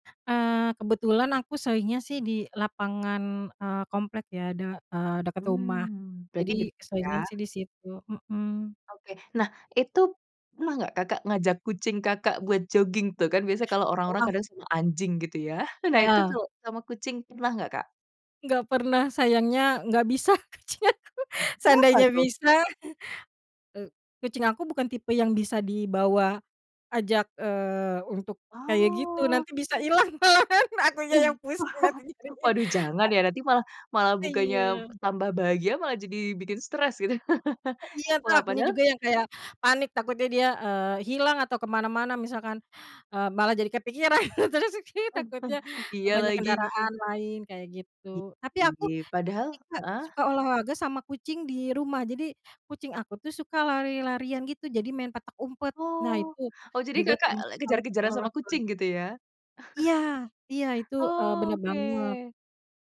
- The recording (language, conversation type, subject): Indonesian, podcast, Apa kebiasaan harian yang paling membantu menjaga kesehatan mentalmu?
- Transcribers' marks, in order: laughing while speaking: "bisa kucing aku"; chuckle; other background noise; in English: "hilang malahan, akunya yang pusing nanti cariin"; laughing while speaking: "wah"; chuckle; laughing while speaking: "kepikiran terus aki"; chuckle; chuckle